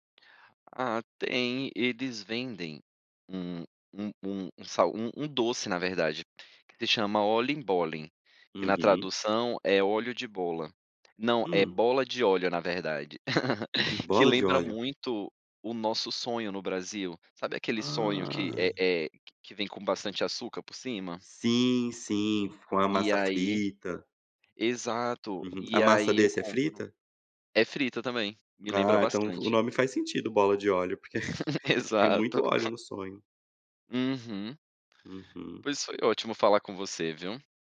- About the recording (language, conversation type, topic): Portuguese, podcast, Você conheceu alguém que lhe apresentou a comida local?
- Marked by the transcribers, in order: laugh; laugh; chuckle